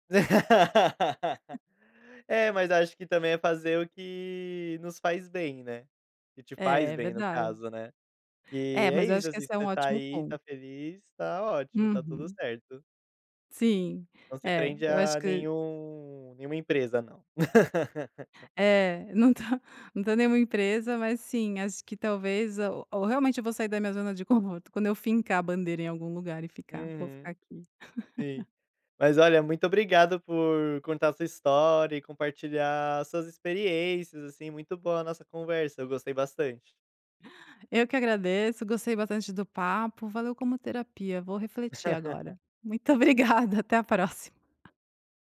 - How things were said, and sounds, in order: laugh; chuckle; laugh; chuckle; chuckle; laugh; laugh; laughing while speaking: "obrigada"; laugh
- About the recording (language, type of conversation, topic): Portuguese, podcast, Como você se convence a sair da zona de conforto?